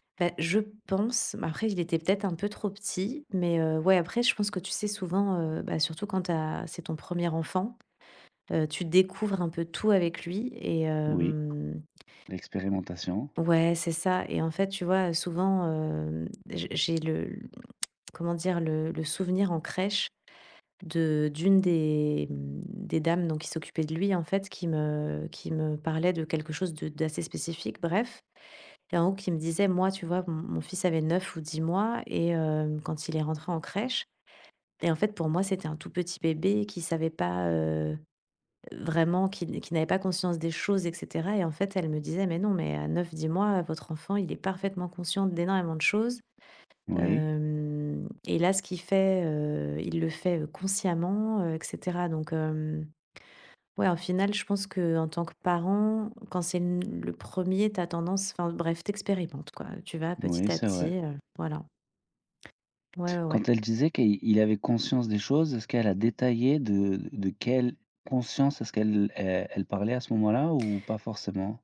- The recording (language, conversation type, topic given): French, podcast, Comment se déroule le coucher des enfants chez vous ?
- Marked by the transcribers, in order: tapping; drawn out: "hem"; tongue click; drawn out: "hem"